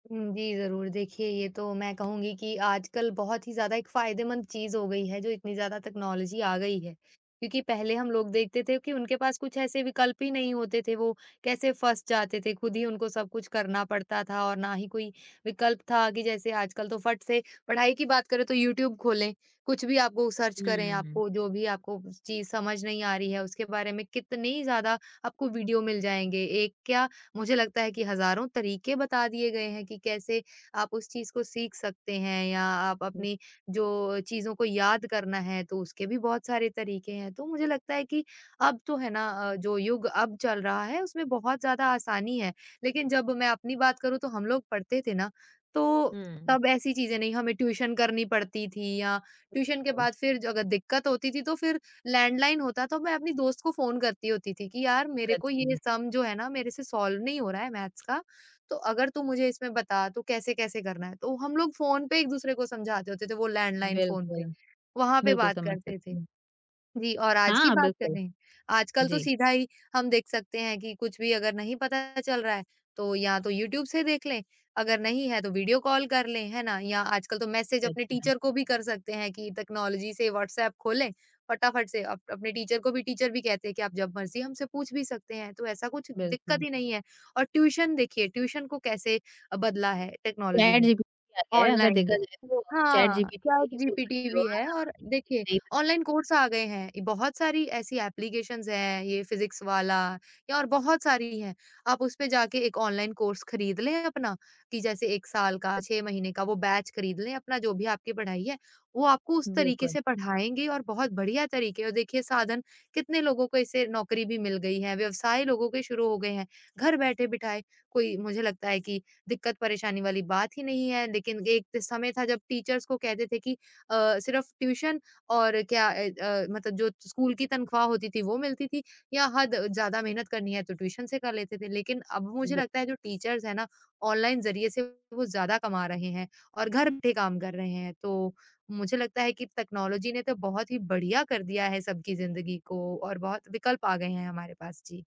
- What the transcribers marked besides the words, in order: tapping; in English: "टेक्नोलॉज़ी"; in English: "सर्च"; unintelligible speech; in English: "सम"; in English: "सॉल्व"; in English: "मैथ्स"; in English: "टीचर"; in English: "टेक्नोलॉज़ी"; in English: "टीचर"; in English: "टीचर"; in English: "टेक्नोलॉज़ी"; in English: "कोर्स"; unintelligible speech; in English: "एप्लीकेशंस"; in English: "कोर्स"; in English: "टीचर्स"; in English: "टीचर्स"; in English: "टेक्नोलॉज़ी"
- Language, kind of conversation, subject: Hindi, podcast, तकनीक ने सीखने के तरीकों को कैसे बदल दिया है?